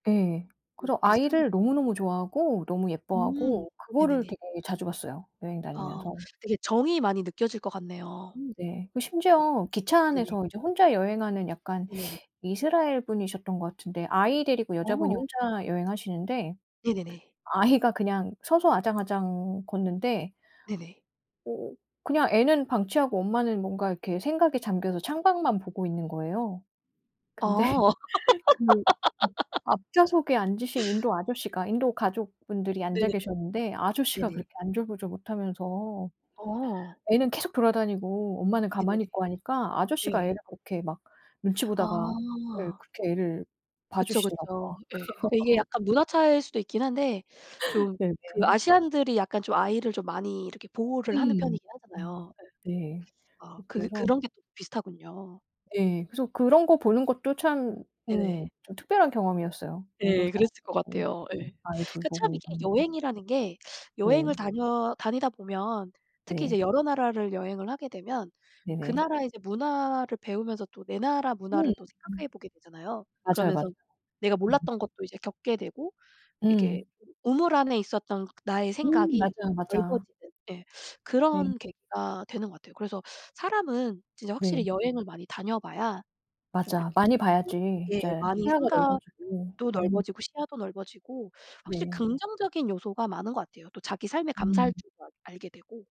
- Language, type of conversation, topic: Korean, unstructured, 여행 중에 겪었던 재미있는 에피소드가 있나요?
- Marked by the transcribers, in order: other background noise; teeth sucking; laughing while speaking: "근데"; unintelligible speech; laugh; laugh; laugh; unintelligible speech; background speech